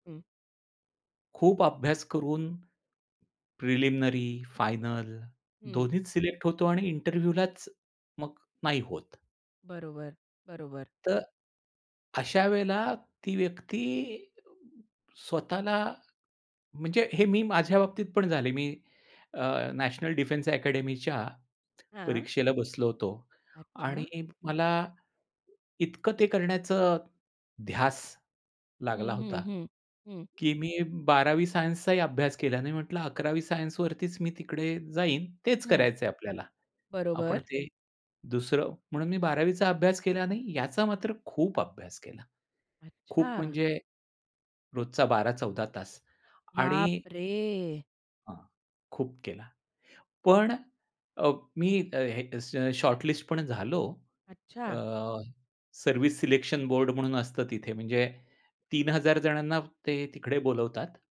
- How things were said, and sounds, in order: in English: "इंटरव्ह्यूलाच"; other background noise; surprised: "बाप रे!"; in English: "शॉर्टलिस्ट"
- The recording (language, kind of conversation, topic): Marathi, podcast, तणावात स्वतःशी दयाळूपणा कसा राखता?